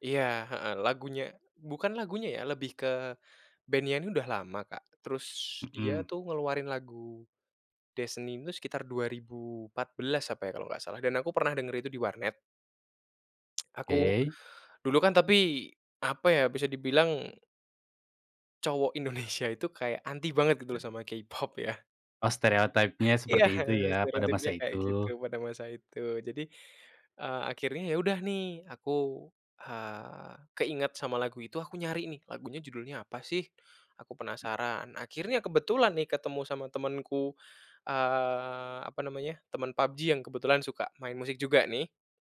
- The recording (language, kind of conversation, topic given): Indonesian, podcast, Lagu apa yang pertama kali membuat kamu jatuh cinta pada musik?
- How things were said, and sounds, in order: tsk; "Oke" said as "key"; in English: "Indonesia"; other background noise; in English: "K-pop"; in English: "stereotype-nya"; other noise